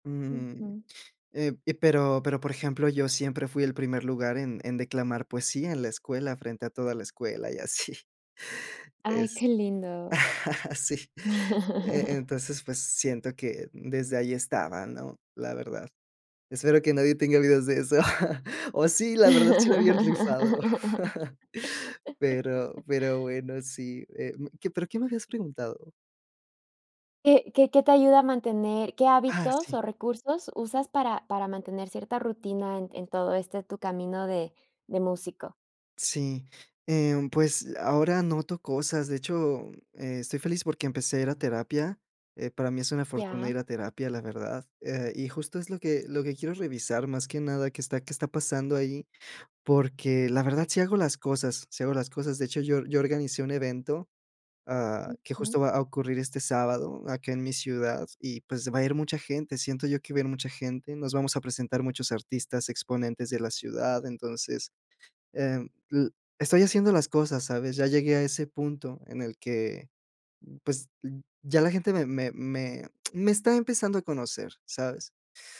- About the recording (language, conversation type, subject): Spanish, podcast, ¿Qué cambio en tu vida te ayudó a crecer más?
- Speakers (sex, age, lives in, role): female, 30-34, United States, host; male, 20-24, Mexico, guest
- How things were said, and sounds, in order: tapping; laughing while speaking: "así"; chuckle; other background noise; chuckle; chuckle; laugh; chuckle